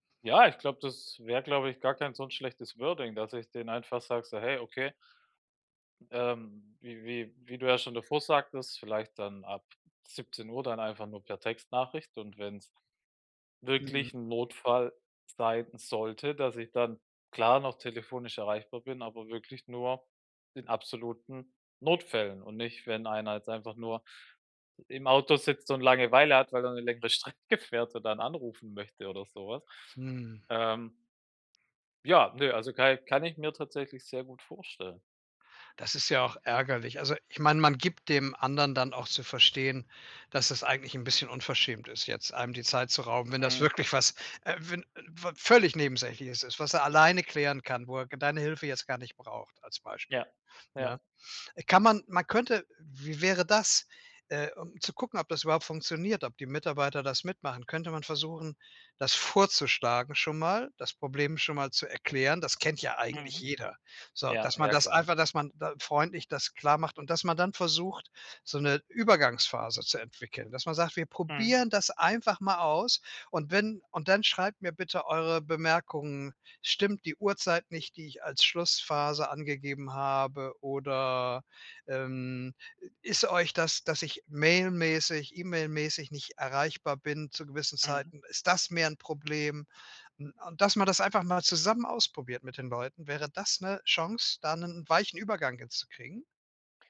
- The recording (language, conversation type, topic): German, advice, Wie kann ich meine berufliche Erreichbarkeit klar begrenzen?
- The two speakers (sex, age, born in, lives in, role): male, 35-39, Germany, Germany, user; male, 70-74, Germany, Germany, advisor
- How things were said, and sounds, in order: laughing while speaking: "Strecke"